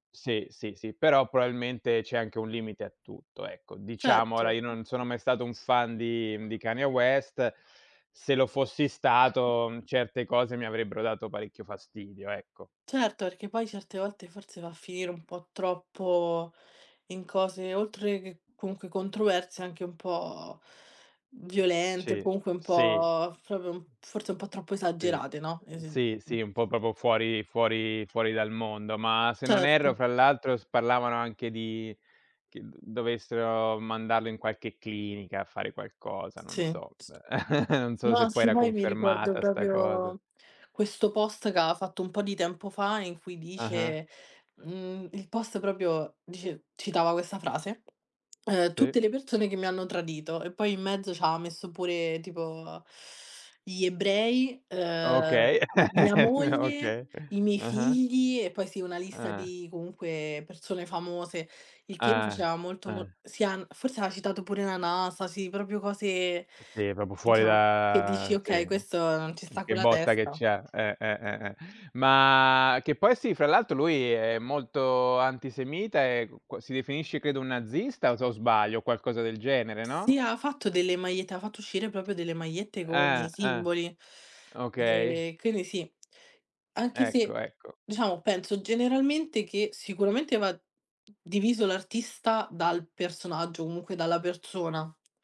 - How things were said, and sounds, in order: "probabilmente" said as "proalmente"; other background noise; "proprio" said as "fropio"; unintelligible speech; "proprio" said as "propo"; unintelligible speech; "proprio" said as "propio"; "aveva" said as "ava"; "proprio" said as "propio"; giggle; laughing while speaking: "okay"; unintelligible speech; "proprio" said as "propio"; "magliette" said as "maiette"; "proprio" said as "propio"; "magliette" said as "maiette"
- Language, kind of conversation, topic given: Italian, unstructured, Come reagisci quando un cantante famoso fa dichiarazioni controverse?